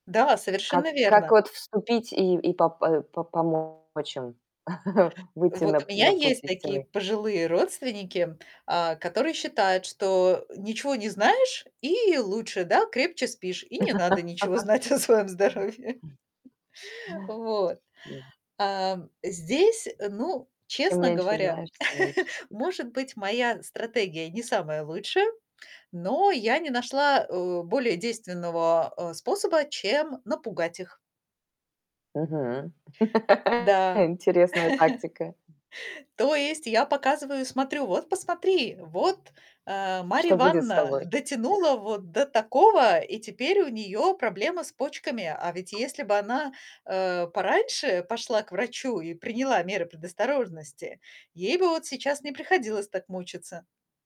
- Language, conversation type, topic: Russian, podcast, Как поддерживать родителей в старости и в трудные моменты?
- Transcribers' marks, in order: distorted speech; chuckle; laugh; other background noise; other noise; laughing while speaking: "о своем здоровье"; chuckle; laugh; laugh; tapping